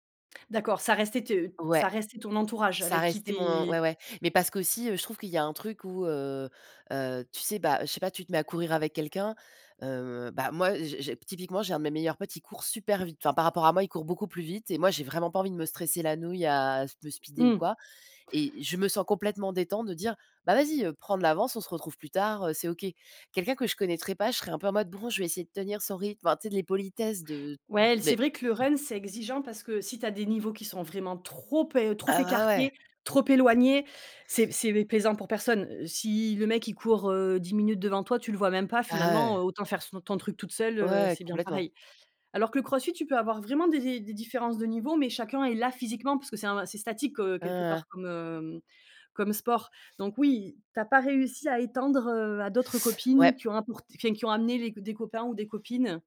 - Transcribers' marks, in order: in English: "run"
- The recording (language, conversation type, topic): French, unstructured, Quel sport te procure le plus de joie quand tu le pratiques ?
- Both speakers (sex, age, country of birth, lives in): female, 35-39, France, France; female, 35-39, France, France